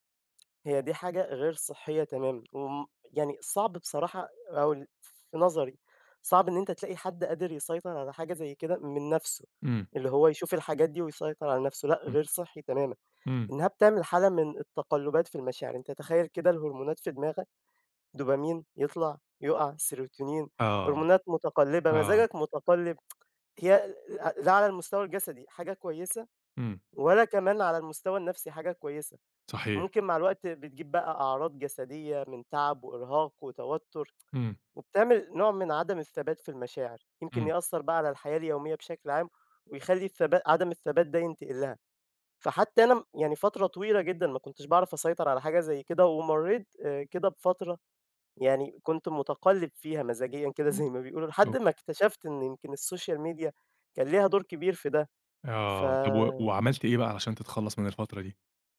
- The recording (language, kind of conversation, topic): Arabic, podcast, إزاي تعرف إن السوشيال ميديا بتأثر على مزاجك؟
- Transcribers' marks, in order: tapping; tsk; tsk; laughing while speaking: "زي ما بيقولوا"; other background noise; in English: "السوشيال ميديا"